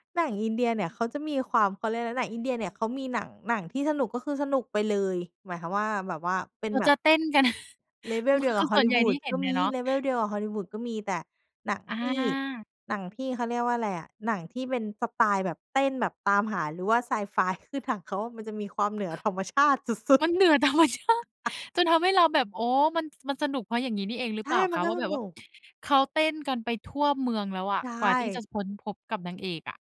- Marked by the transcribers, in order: chuckle; in English: "level"; other background noise; in English: "level"; laughing while speaking: "คือ"; laughing while speaking: "ธรรม ชาติ"; put-on voice: "ชาติ"; laughing while speaking: "ธรรมชาติ"
- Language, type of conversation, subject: Thai, podcast, งานอดิเรกเก่าอะไรที่คุณอยากกลับไปทำอีกครั้ง?